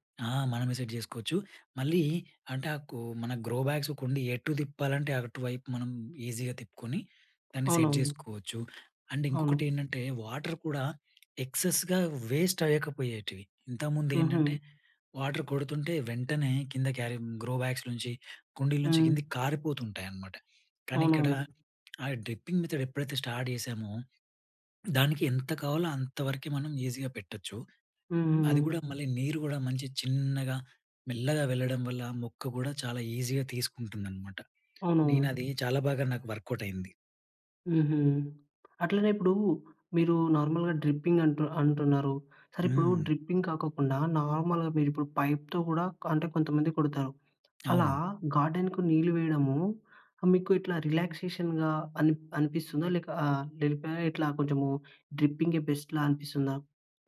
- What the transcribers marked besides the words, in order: in English: "సెట్"; in English: "గ్రో బ్యాగ్స్"; in English: "ఈజీగా"; in English: "సెట్"; in English: "అండ్"; in English: "వాటర్"; tapping; in English: "ఎక్సెస్‍గా వేస్ట్"; in English: "వాటర్"; in English: "క్యారీ గ్రో బ్యాగ్స్"; in English: "డ్రిప్పింగ్ మెథడ్"; in English: "స్టార్ట్"; in English: "ఈజీగా"; in English: "ఈజీగా"; in English: "నార్మల్‍గా డ్రిప్పింగ్"; in English: "డ్రిప్పింగ్"; in English: "నార్మల్‍గా"; in English: "పైప్‍తో"; in English: "గార్డెన్‍కు"; in English: "రిలాక్సేషన్‍గా"; unintelligible speech; in English: "బెస్ట్‌లా"
- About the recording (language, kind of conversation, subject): Telugu, podcast, ఇంటి చిన్న తోటను నిర్వహించడం సులభంగా ఎలా చేయాలి?